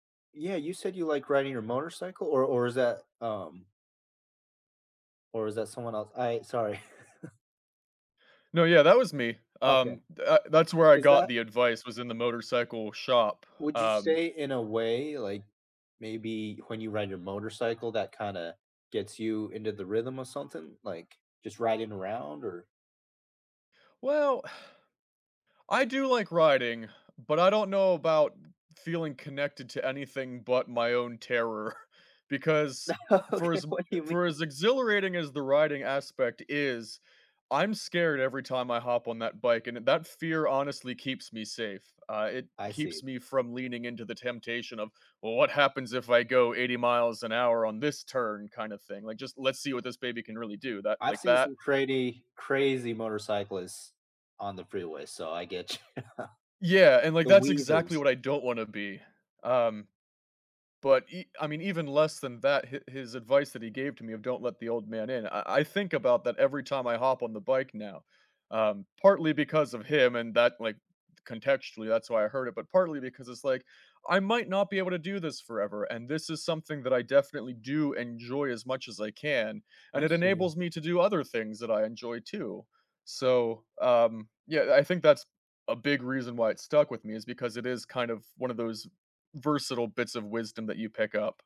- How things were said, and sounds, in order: chuckle; sigh; laughing while speaking: "terror"; laughing while speaking: "Okay, what do you mean?"; laughing while speaking: "you"; laugh
- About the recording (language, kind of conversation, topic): English, unstructured, What’s the best advice you’ve received lately?